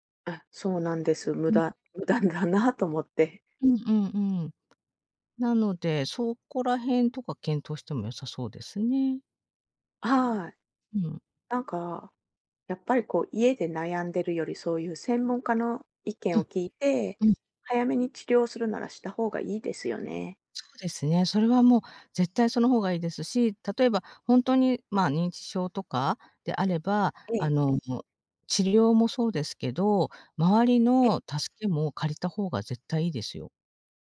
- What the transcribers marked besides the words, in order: none
- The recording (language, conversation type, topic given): Japanese, advice, 家族とのコミュニケーションを改善するにはどうすればよいですか？